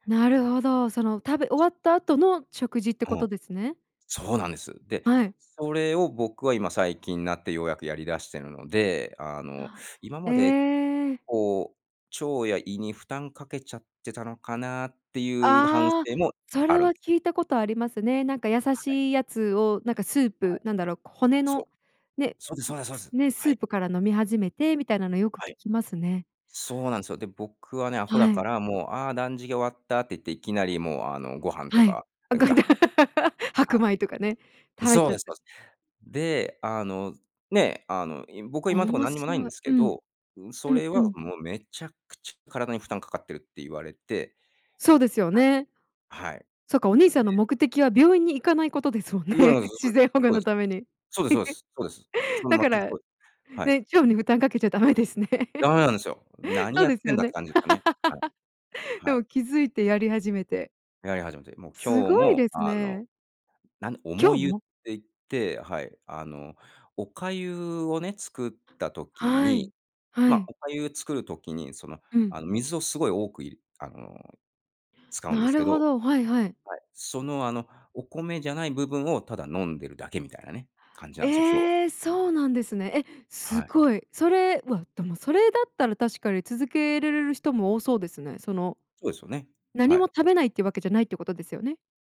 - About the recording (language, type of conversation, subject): Japanese, podcast, 日常生活の中で自分にできる自然保護にはどんなことがありますか？
- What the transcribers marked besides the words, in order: laughing while speaking: "あ、ご飯だ"; laugh; unintelligible speech; unintelligible speech; unintelligible speech; laughing while speaking: "もんね、自然保護のために"; laugh; laughing while speaking: "ダメですね"; laugh; tapping